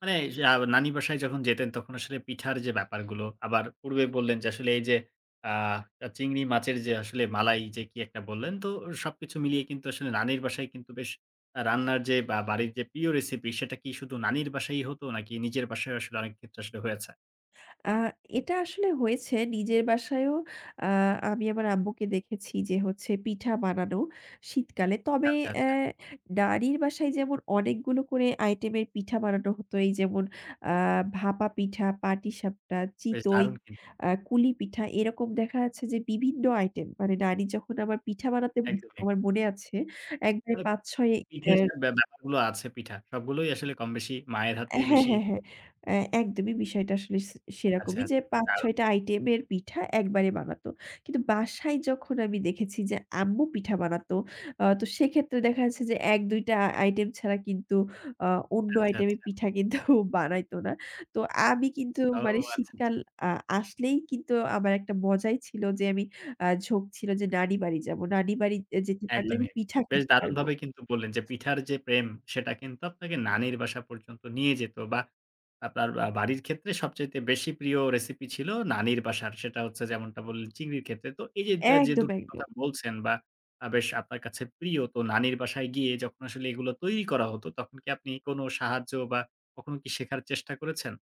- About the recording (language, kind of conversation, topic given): Bengali, podcast, তোমাদের বাড়ির সবচেয়ে পছন্দের রেসিপি কোনটি?
- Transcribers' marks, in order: other background noise; unintelligible speech; laughing while speaking: "কিন্তু"; tapping; "আপনার" said as "আপবার"